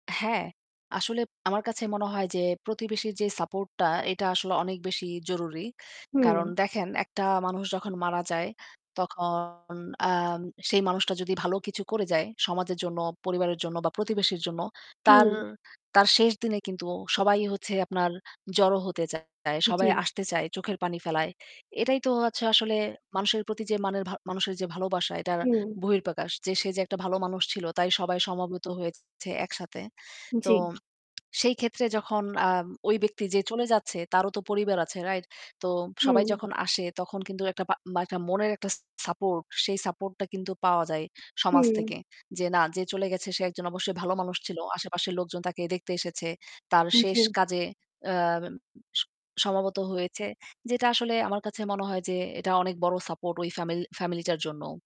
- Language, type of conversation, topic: Bengali, unstructured, মৃত্যু সম্পর্কে আমাদের সমাজের ধারণা কেমন?
- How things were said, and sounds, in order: distorted speech; other background noise; tapping